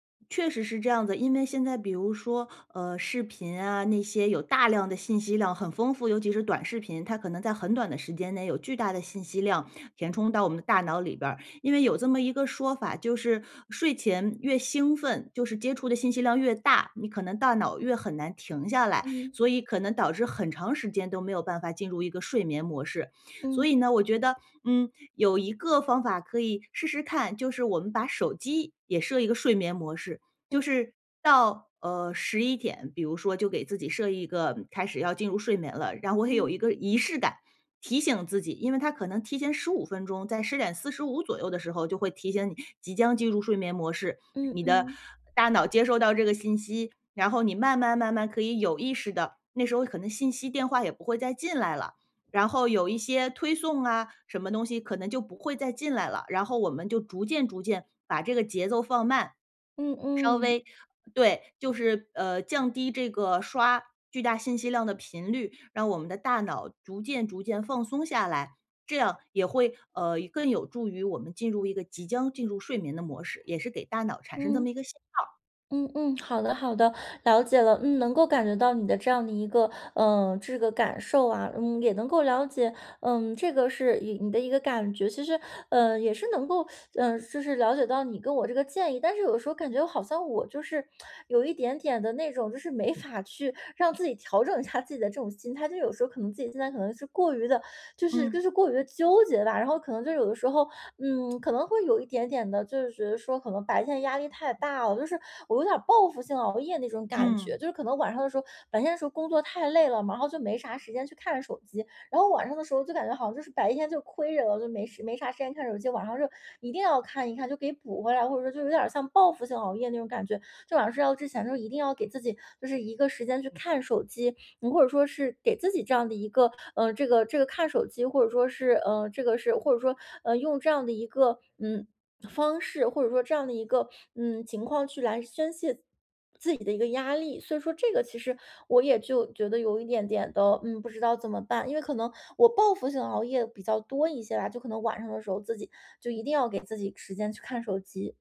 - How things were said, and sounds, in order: laughing while speaking: "然后我也有"; lip smack; laughing while speaking: "没法去"; laughing while speaking: "一下"; lip smack
- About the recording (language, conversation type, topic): Chinese, advice, 睡前如何减少使用手机和其他屏幕的时间？